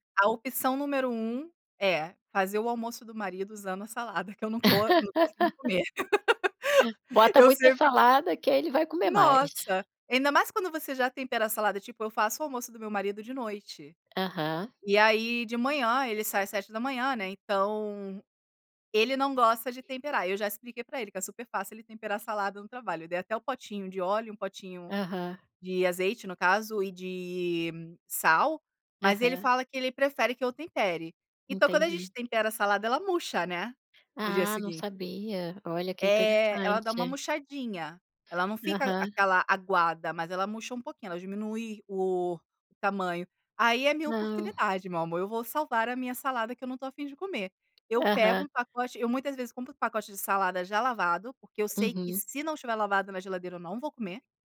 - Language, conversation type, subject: Portuguese, podcast, Como você evita desperdício na cozinha do dia a dia?
- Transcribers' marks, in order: laugh; laugh; tapping